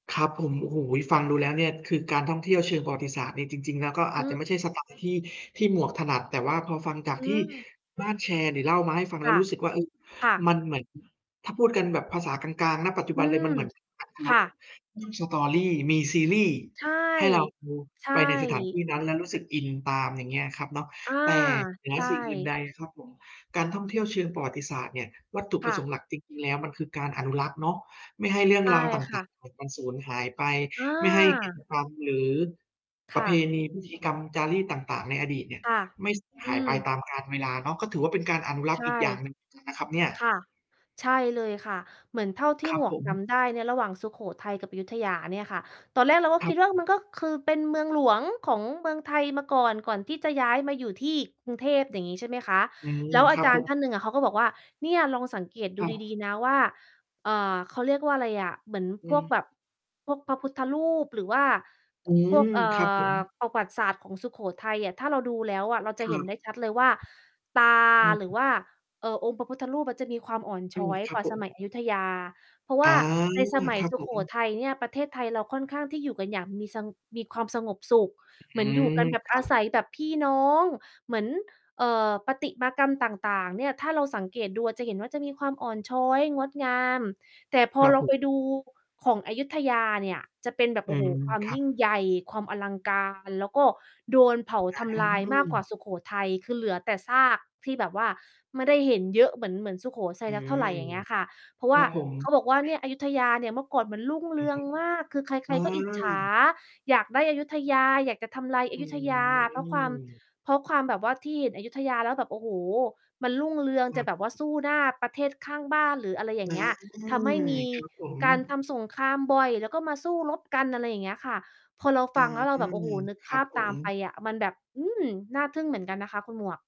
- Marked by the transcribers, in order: distorted speech; in English: "Story"; other background noise; tapping; other noise; "สุโขทัย" said as "สุโขไซ"; drawn out: "อืม"
- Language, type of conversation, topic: Thai, unstructured, เรื่องราวใดในประวัติศาสตร์ที่ทำให้คุณประทับใจมากที่สุด?